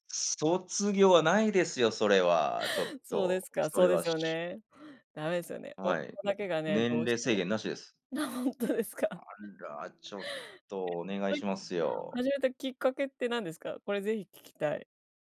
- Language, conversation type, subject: Japanese, unstructured, 趣味でいちばん楽しかった思い出は何ですか？
- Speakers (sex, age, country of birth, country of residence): female, 45-49, Japan, United States; male, 45-49, Japan, United States
- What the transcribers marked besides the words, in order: other background noise; laughing while speaking: "ほんとですか？"; laugh; unintelligible speech